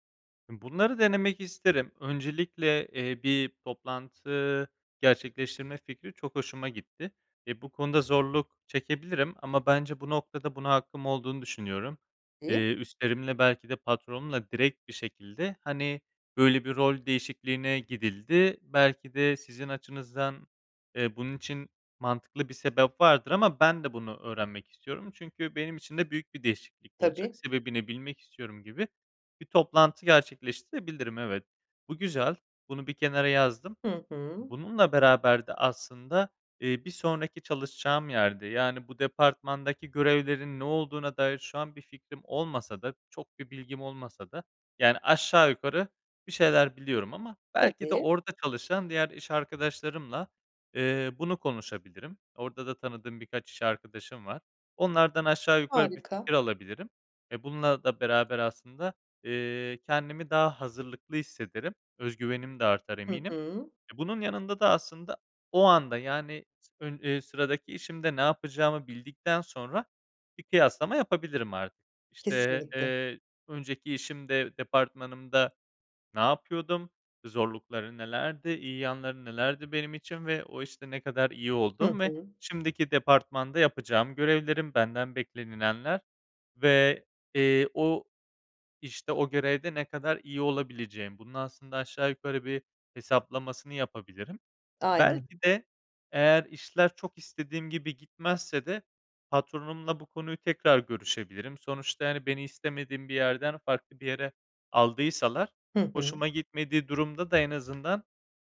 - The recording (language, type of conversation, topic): Turkish, advice, İş yerinde büyük bir rol değişikliği yaşadığınızda veya yeni bir yönetim altında çalışırken uyum süreciniz nasıl ilerliyor?
- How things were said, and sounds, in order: other background noise; unintelligible speech; tapping